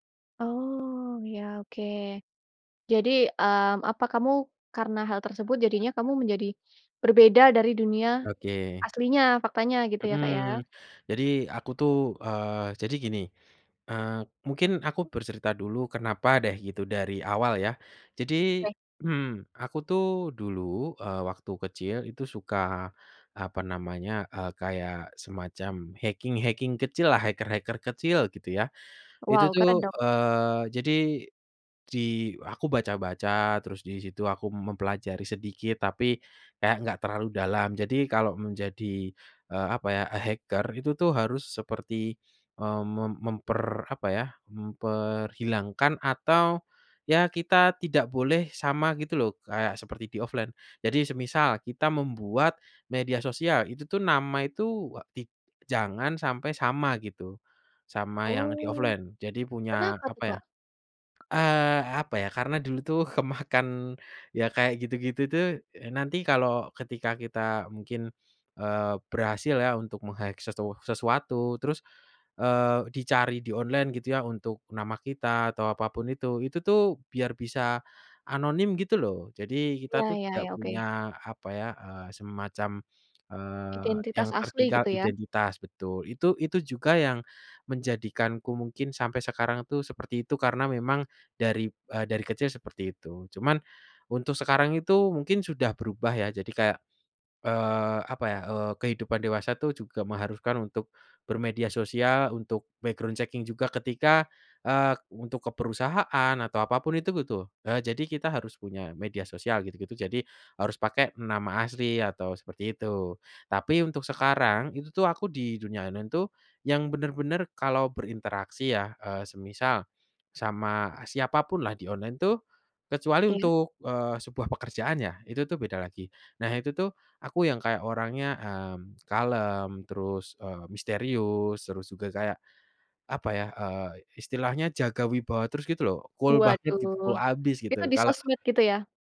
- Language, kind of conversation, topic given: Indonesian, podcast, Pernah nggak kamu merasa seperti bukan dirimu sendiri di dunia online?
- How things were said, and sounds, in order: in English: "hacking hacking"; in English: "hacker-hacker"; in English: "hacker"; in English: "di-offline"; in English: "di-offline"; in English: "meng-hack"; in English: "background checking"; in English: "cool"; in English: "cool"